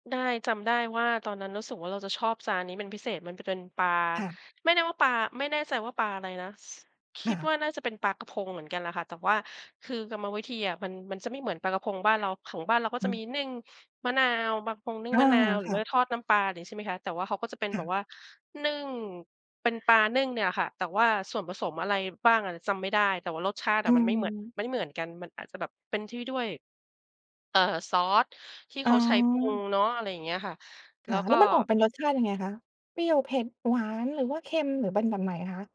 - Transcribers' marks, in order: none
- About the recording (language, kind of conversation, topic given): Thai, podcast, อาหารท้องถิ่นจากทริปไหนที่คุณติดใจที่สุด?